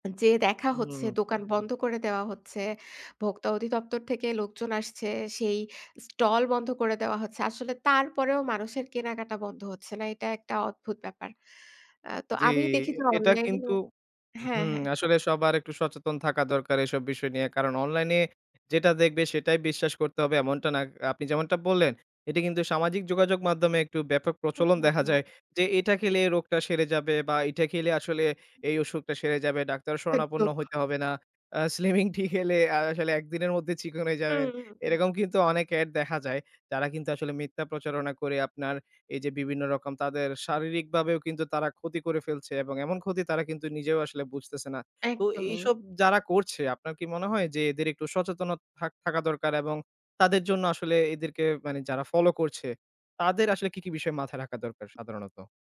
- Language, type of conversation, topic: Bengali, podcast, ওষুধ ছাড়াও তুমি কোন কোন প্রাকৃতিক উপায় কাজে লাগাও?
- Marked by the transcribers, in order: laughing while speaking: "স্লিমিং টি খেলে, আ আসলে একদিনের মধ্যে চিকন যাবেন"; "সচেতনতা" said as "সচেতনত"